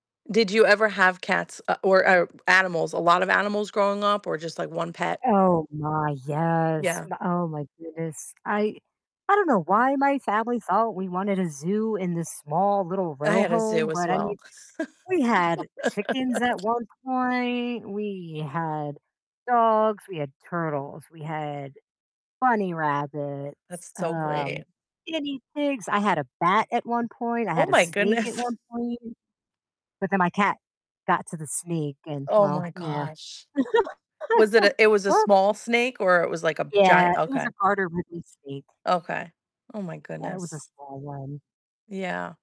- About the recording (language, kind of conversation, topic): English, unstructured, How do pets change the way people feel day to day?
- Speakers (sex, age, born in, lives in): female, 40-44, United States, United States; female, 40-44, United States, United States
- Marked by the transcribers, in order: distorted speech; other background noise; background speech; laugh; laughing while speaking: "goodness"; laugh; unintelligible speech